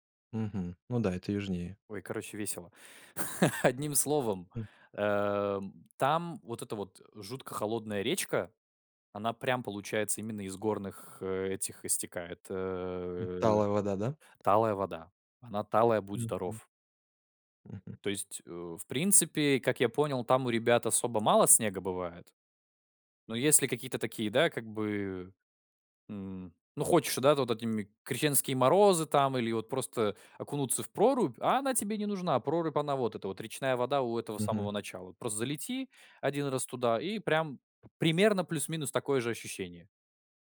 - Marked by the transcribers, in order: chuckle; tapping
- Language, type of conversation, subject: Russian, podcast, Как путешествия по дикой природе меняют твоё мировоззрение?